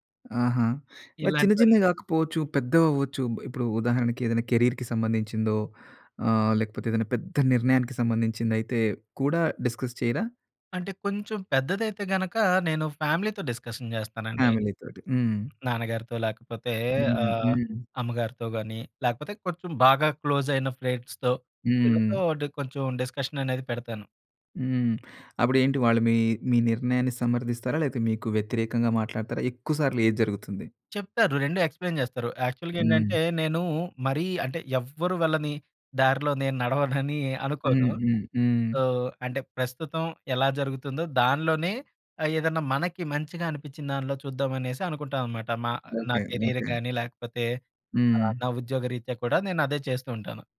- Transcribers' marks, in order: in English: "కేరీర్‌కి"; in English: "డిస్కస్"; in English: "ఫ్యామిలీతో డిస్కషన్"; in English: "ఫ్యామిలీతోటి"; other background noise; in English: "క్లోజ్"; in English: "ఫ్రెండ్స్‌తో"; in English: "డిస్కషన్"; in English: "ఎక్స్‌ప్లైన్"; in English: "సో"; in English: "కెరియర్"
- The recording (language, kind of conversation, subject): Telugu, podcast, ఒంటరిగా ముందుగా ఆలోచించి, తర్వాత జట్టుతో పంచుకోవడం మీకు సబబా?